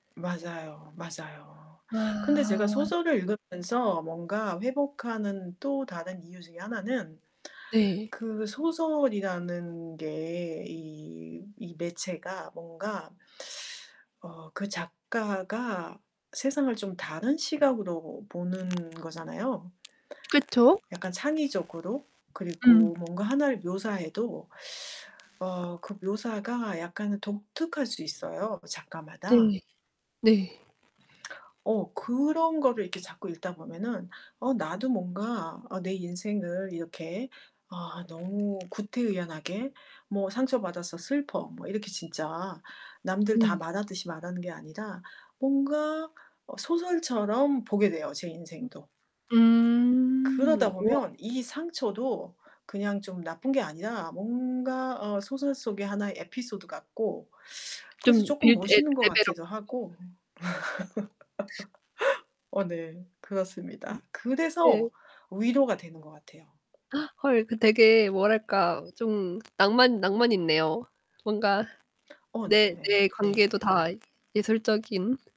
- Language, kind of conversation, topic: Korean, podcast, 관계에서 상처를 받았을 때는 어떻게 회복하시나요?
- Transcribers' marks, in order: distorted speech; other background noise; tapping; static; laugh; unintelligible speech; gasp